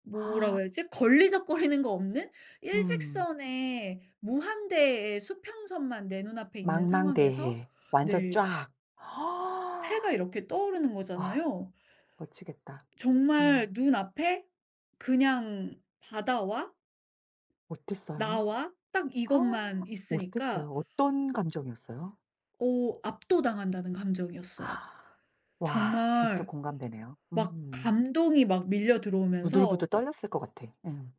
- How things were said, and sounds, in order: laughing while speaking: "걸리적거리는"; inhale; tapping; other background noise; inhale; inhale
- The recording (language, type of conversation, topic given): Korean, podcast, 가장 기억에 남는 여행 이야기를 들려주실 수 있나요?